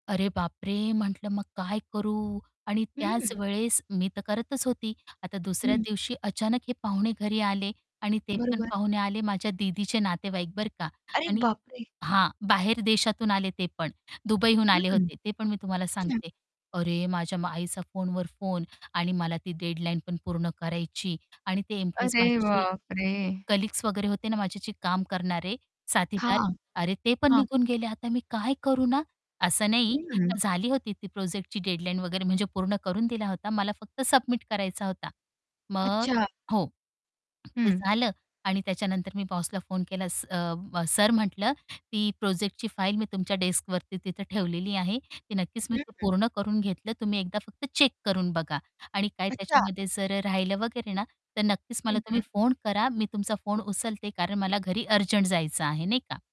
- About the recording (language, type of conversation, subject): Marathi, podcast, संध्याकाळ शांत होण्यासाठी काय मदत करते?
- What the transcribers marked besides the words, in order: static; distorted speech; tapping; other background noise; in English: "कलीग्स"